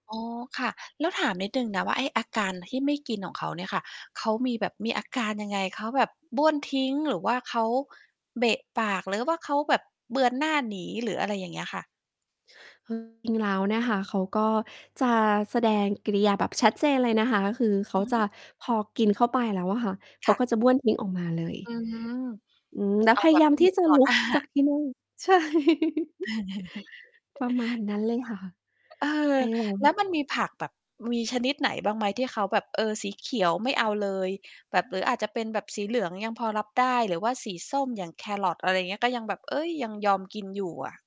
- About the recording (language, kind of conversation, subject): Thai, podcast, ควรแนะนำอย่างไรให้เด็กๆ ยอมกินผักมากขึ้น?
- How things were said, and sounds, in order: other background noise; distorted speech; tapping; chuckle; laughing while speaking: "ใช่"; chuckle